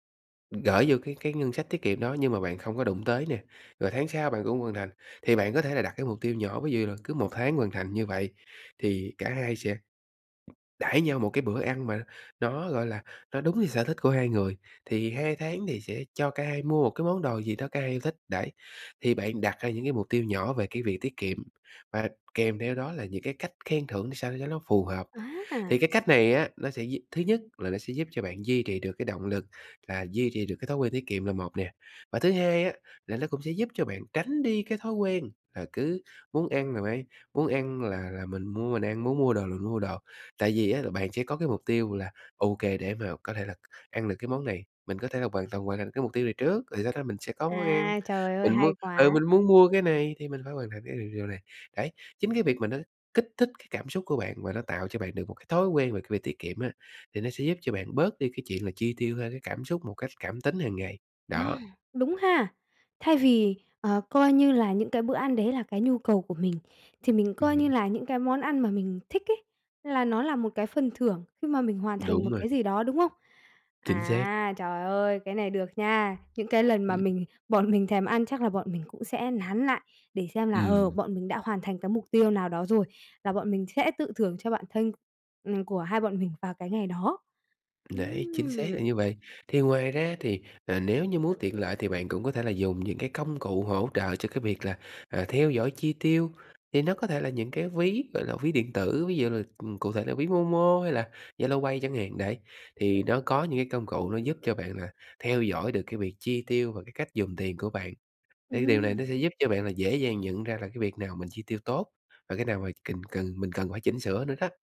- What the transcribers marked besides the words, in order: tapping; other background noise; unintelligible speech
- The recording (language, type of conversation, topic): Vietnamese, advice, Làm thế nào để cải thiện kỷ luật trong chi tiêu và tiết kiệm?